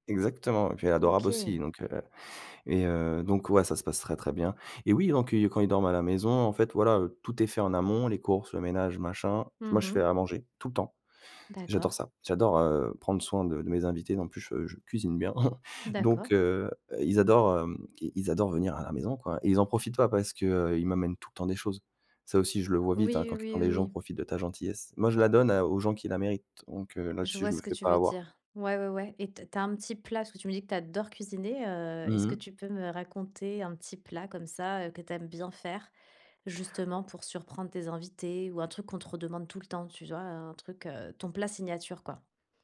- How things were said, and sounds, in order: chuckle; tapping; other background noise; "vois" said as "zois"
- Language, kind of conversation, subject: French, podcast, Que faites-vous pour accueillir un invité chez vous ?